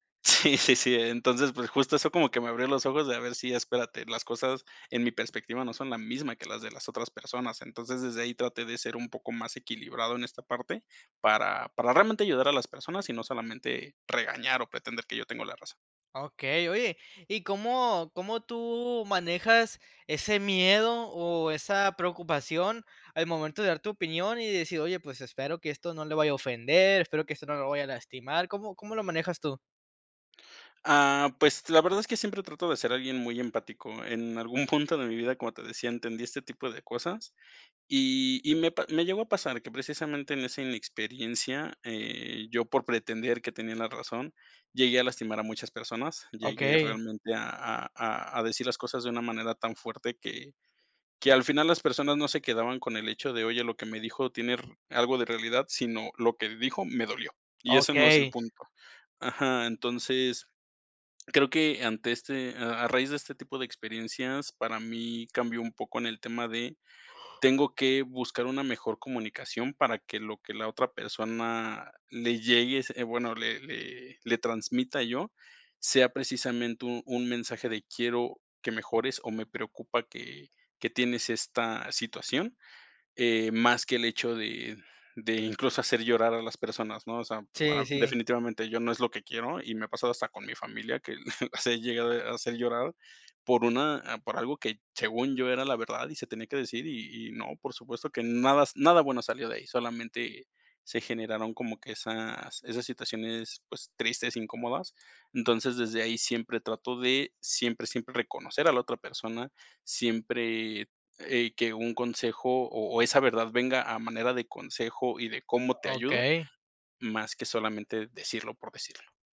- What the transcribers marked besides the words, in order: laughing while speaking: "sí, sí, sí"; other background noise; laughing while speaking: "algún"
- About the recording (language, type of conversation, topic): Spanish, podcast, ¿Cómo equilibras la honestidad con la armonía?